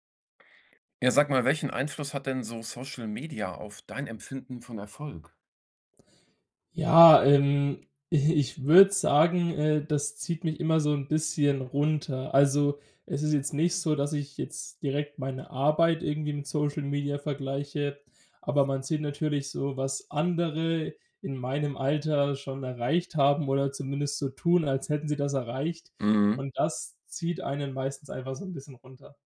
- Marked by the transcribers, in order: none
- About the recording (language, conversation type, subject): German, podcast, Welchen Einfluss haben soziale Medien auf dein Erfolgsempfinden?